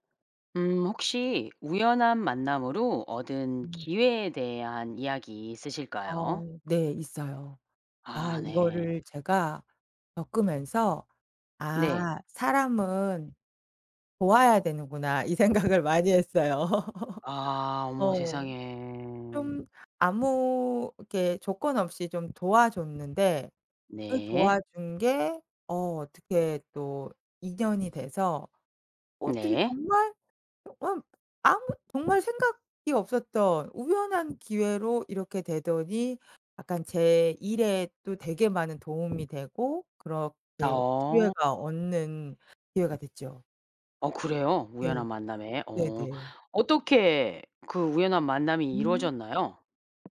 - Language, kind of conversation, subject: Korean, podcast, 우연한 만남으로 얻게 된 기회에 대해 이야기해줄래?
- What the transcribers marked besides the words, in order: tapping; laughing while speaking: "이 생각을 많이 했어요"; laugh; other background noise